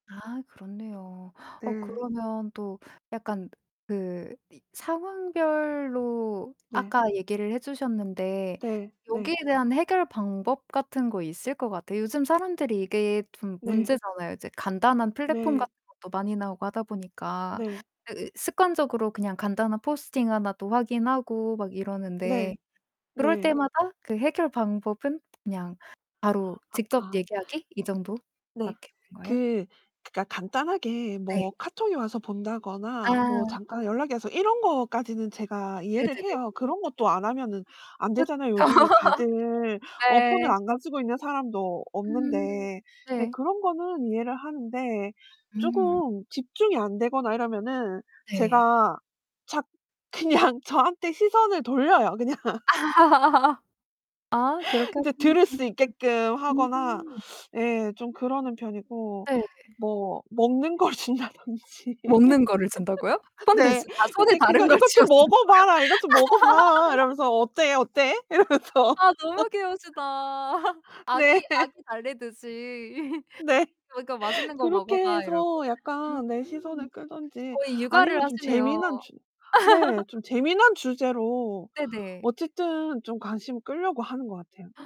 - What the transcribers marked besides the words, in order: other background noise; distorted speech; background speech; laughing while speaking: "그쵸"; laugh; laughing while speaking: "그냥"; laughing while speaking: "그냥"; laugh; unintelligible speech; laughing while speaking: "준다든지"; laugh; laughing while speaking: "아 손에 다른 걸 쥐여 주는 거예요?"; laugh; laughing while speaking: "이러면서"; laugh; laughing while speaking: "네"; laugh; laughing while speaking: "네"; laugh
- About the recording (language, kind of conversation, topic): Korean, podcast, 휴대폰을 보면서 대화하는 것에 대해 어떻게 생각하세요?
- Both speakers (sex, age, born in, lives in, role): female, 25-29, South Korea, Malta, host; female, 40-44, South Korea, South Korea, guest